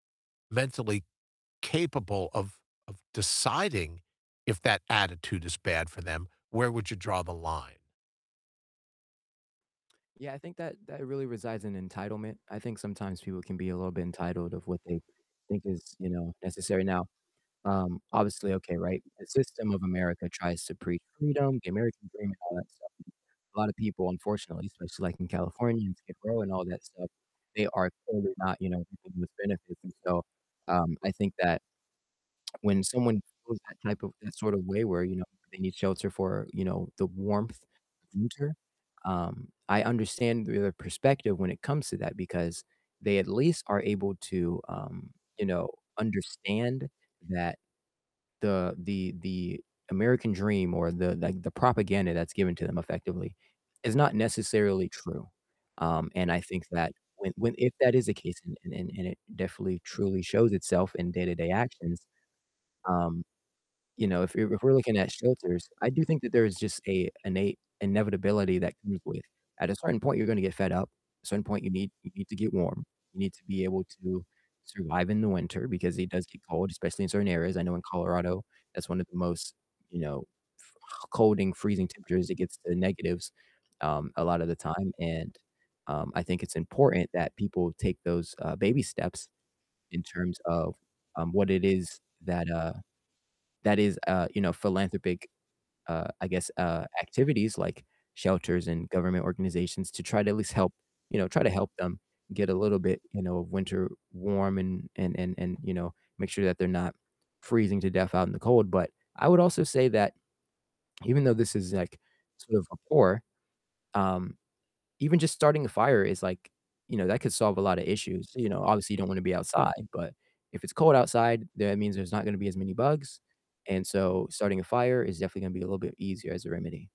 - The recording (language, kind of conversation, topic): English, unstructured, How can people help solve homelessness in their area?
- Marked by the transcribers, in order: static; distorted speech; other noise